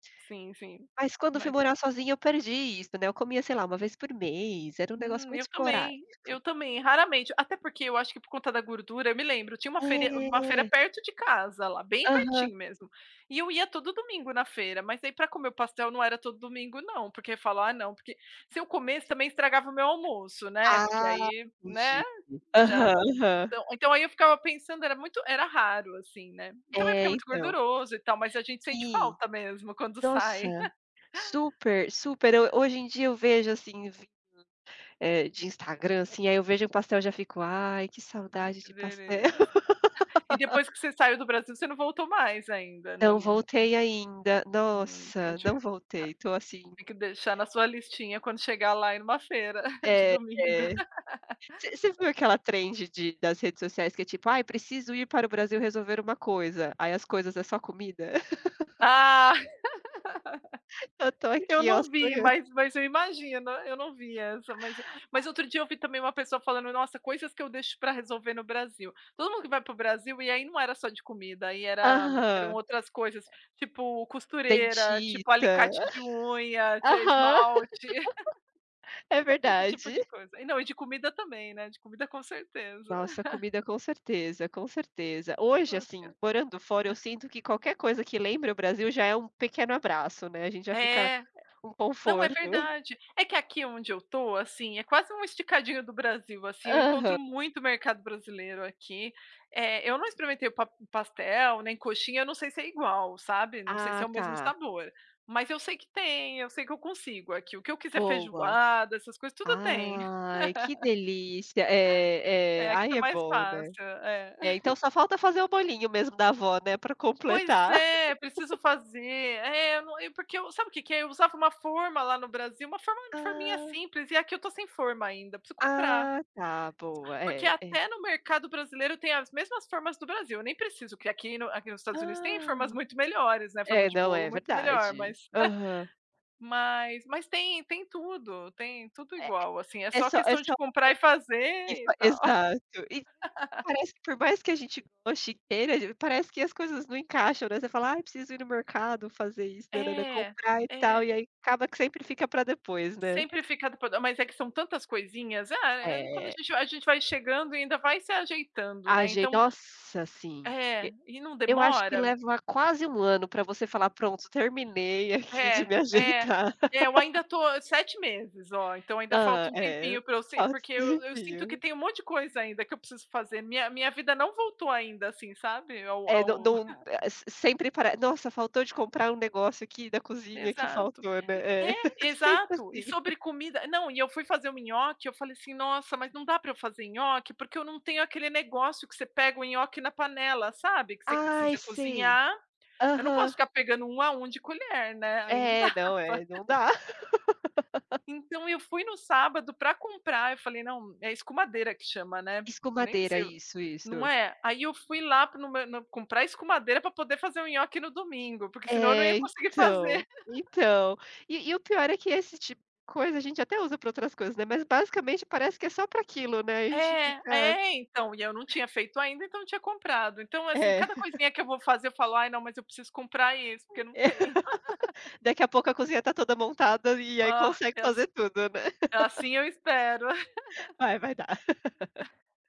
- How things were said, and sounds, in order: tapping; unintelligible speech; other background noise; chuckle; laugh; laughing while speaking: "de domingo"; laugh; in English: "trend"; laugh; other noise; chuckle; laugh; chuckle; chuckle; laugh; chuckle; laugh; chuckle; laugh; unintelligible speech; laughing while speaking: "me ajeitar"; laugh; chuckle; laugh; chuckle; laughing while speaking: "dava"; laugh; laugh; chuckle; laughing while speaking: "É"; laugh; laugh; laugh
- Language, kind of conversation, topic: Portuguese, unstructured, Qual prato você considera um verdadeiro abraço em forma de comida?